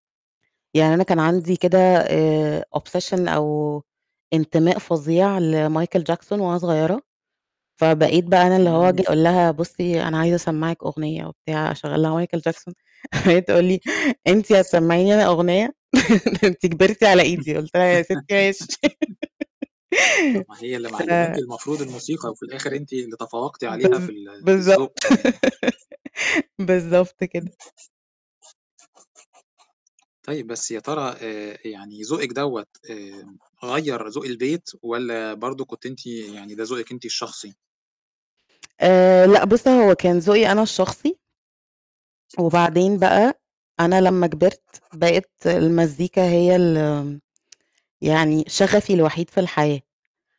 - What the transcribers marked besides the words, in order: in English: "obsession"; laugh; laughing while speaking: "وهي تقول لي"; giggle; laugh; other background noise; giggle; other noise; giggle; laugh
- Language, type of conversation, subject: Arabic, podcast, مين اللي كان بيشغّل الموسيقى في بيتكم وإنت صغير؟